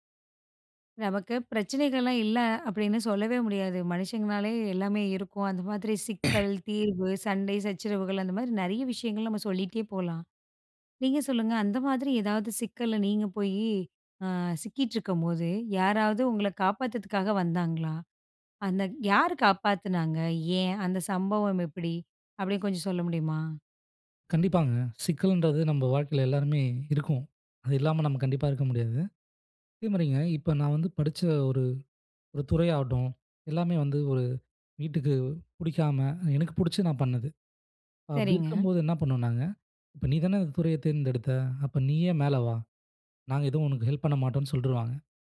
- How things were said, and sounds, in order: throat clearing
- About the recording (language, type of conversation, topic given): Tamil, podcast, சிக்கலில் இருந்து உங்களை காப்பாற்றிய ஒருவரைப் பற்றி சொல்ல முடியுமா?